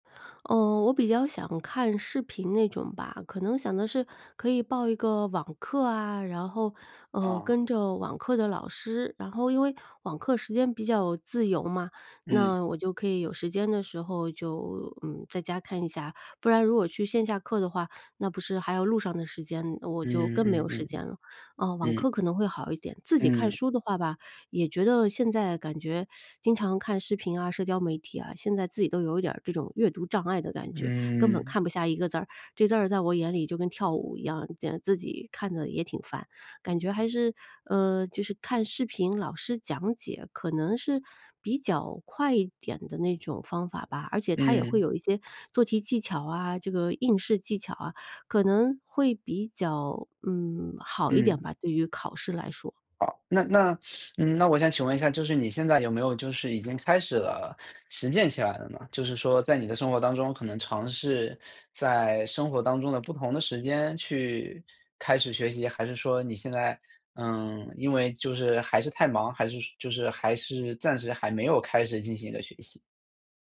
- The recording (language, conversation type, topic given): Chinese, advice, 我想腾出时间学习新技能，但不知道该如何安排时间？
- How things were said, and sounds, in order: teeth sucking; other background noise